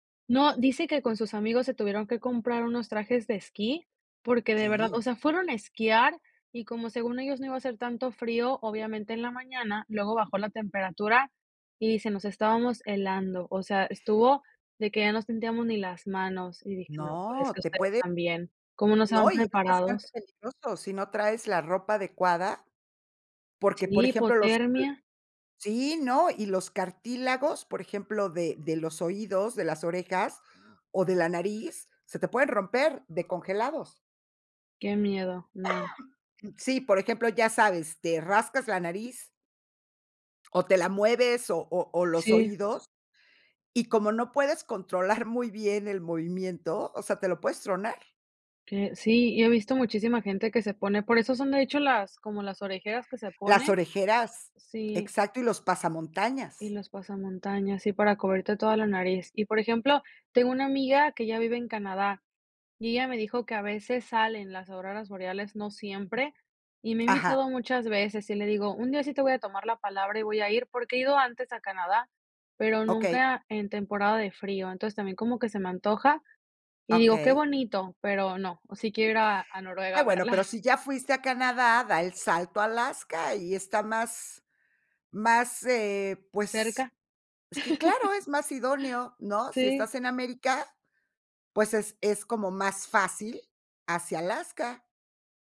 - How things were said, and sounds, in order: siren; cough; chuckle; chuckle; laugh
- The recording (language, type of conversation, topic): Spanish, podcast, ¿Qué lugar natural te gustaría visitar antes de morir?